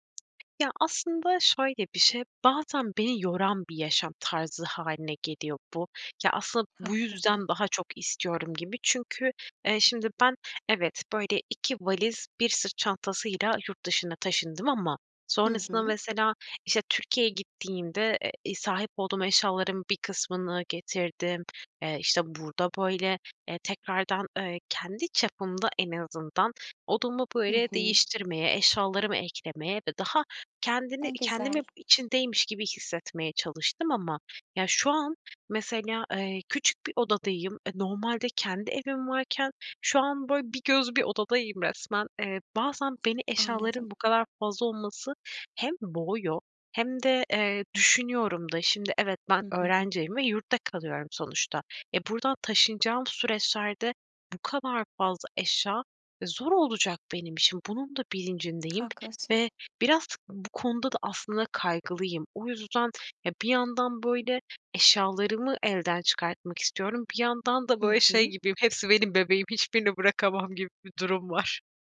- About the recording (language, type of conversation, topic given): Turkish, advice, Minimalizme geçerken eşyaları elden çıkarırken neden suçluluk hissediyorum?
- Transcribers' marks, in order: other background noise; tapping